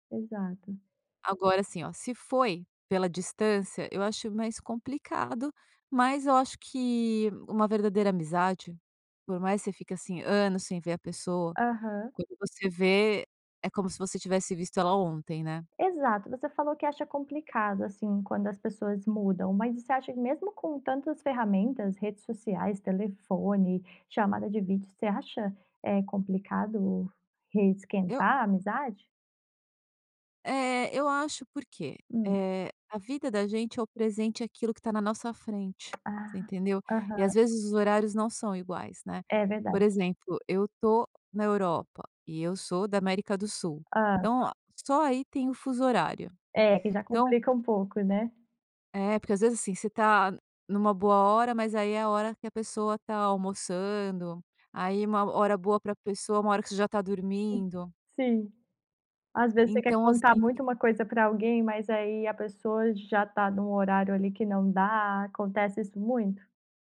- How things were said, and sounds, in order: tapping
- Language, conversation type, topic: Portuguese, podcast, Como podemos reconstruir amizades que esfriaram com o tempo?